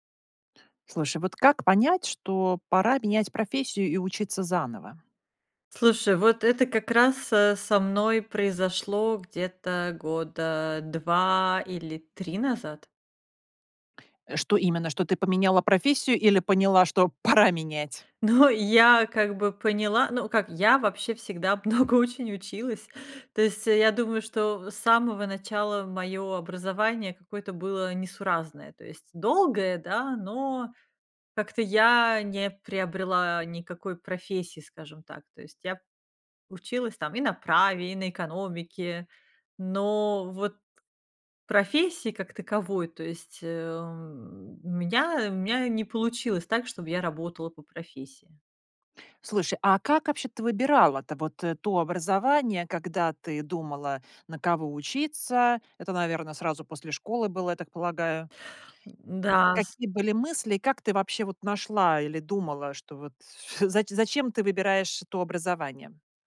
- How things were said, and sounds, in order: tapping; laughing while speaking: "пора"; laughing while speaking: "много"; other background noise; chuckle
- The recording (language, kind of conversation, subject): Russian, podcast, Как понять, что пора менять профессию и учиться заново?